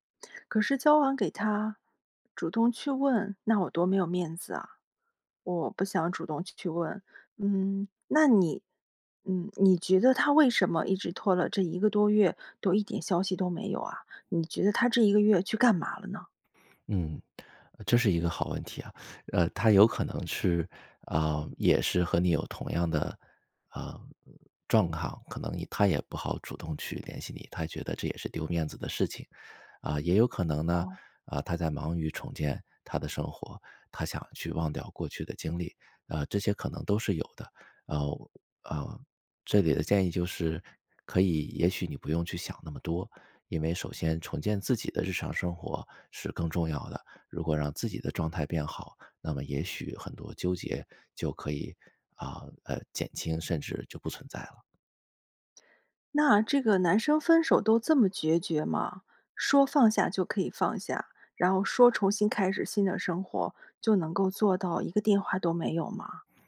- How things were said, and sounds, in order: "状况" said as "状亢"
- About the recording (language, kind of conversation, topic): Chinese, advice, 伴侣分手后，如何重建你的日常生活？